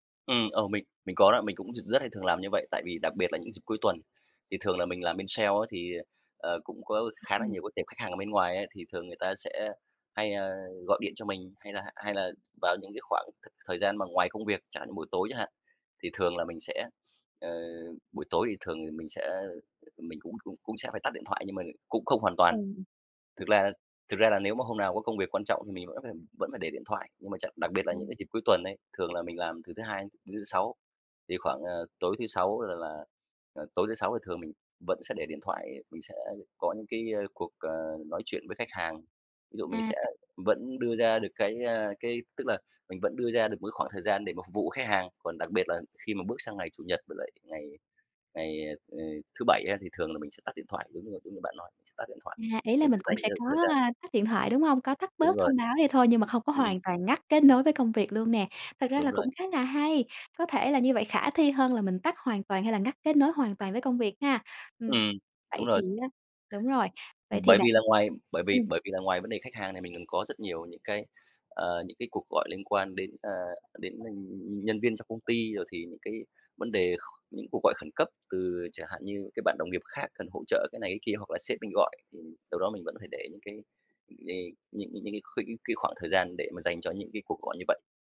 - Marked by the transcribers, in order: other background noise; tapping
- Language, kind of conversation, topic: Vietnamese, podcast, Bạn đánh giá cân bằng giữa công việc và cuộc sống như thế nào?